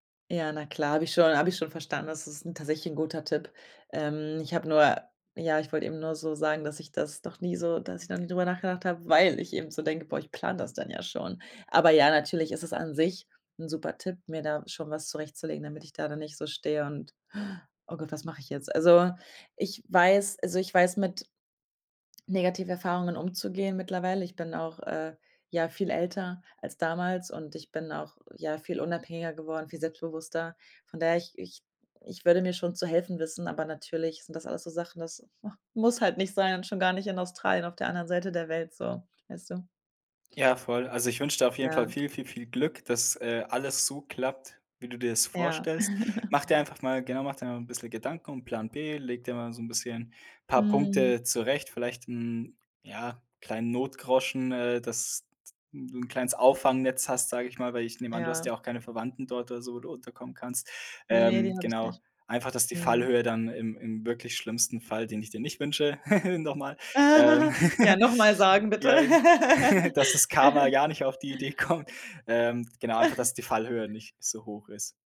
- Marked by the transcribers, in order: stressed: "weil"; inhale; sniff; stressed: "so"; giggle; giggle; laugh; laughing while speaking: "kommt"; giggle
- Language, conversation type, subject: German, advice, Sollte ich für einen besseren Job oder einen besseren Lebensstil in eine andere Stadt umziehen?